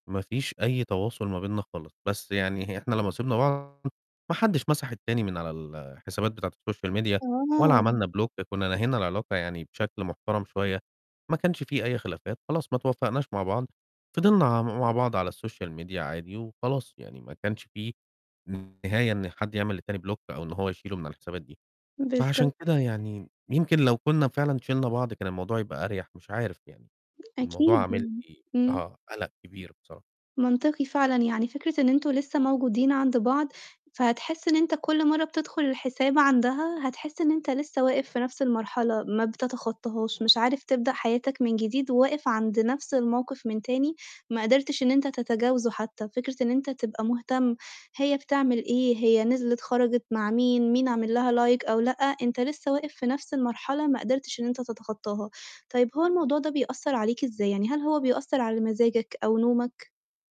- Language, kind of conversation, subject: Arabic, advice, ليه بتراقب حساب حبيبك السابق على السوشيال ميديا؟
- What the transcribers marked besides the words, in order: distorted speech; in English: "السوشيال ميديا"; tapping; in English: "بلوك"; in English: "السوشيال ميديا"; in English: "بلوك"; mechanical hum; in English: "لايك"